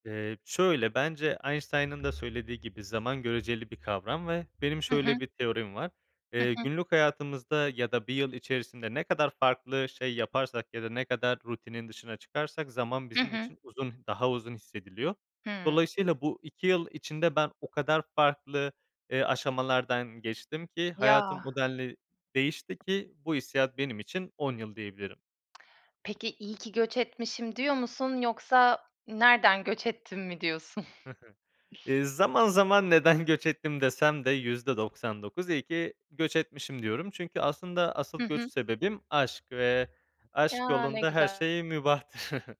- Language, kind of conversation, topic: Turkish, podcast, Göç deneyimi kimliğini sence nasıl değiştirdi?
- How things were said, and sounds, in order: other background noise; tapping; laughing while speaking: "mübahtır"; chuckle